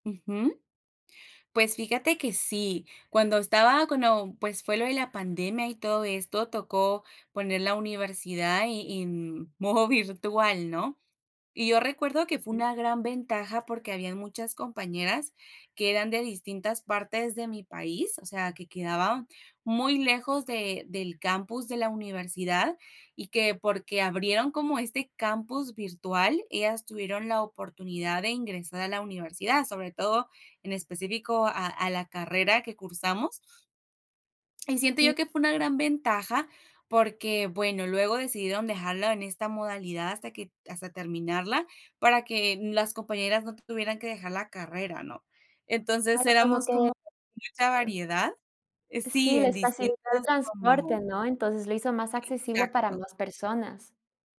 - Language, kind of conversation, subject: Spanish, podcast, ¿Qué opinas sobre el aprendizaje en línea en comparación con el presencial?
- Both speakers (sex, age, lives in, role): female, 20-24, United States, guest; female, 30-34, United States, host
- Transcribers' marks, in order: unintelligible speech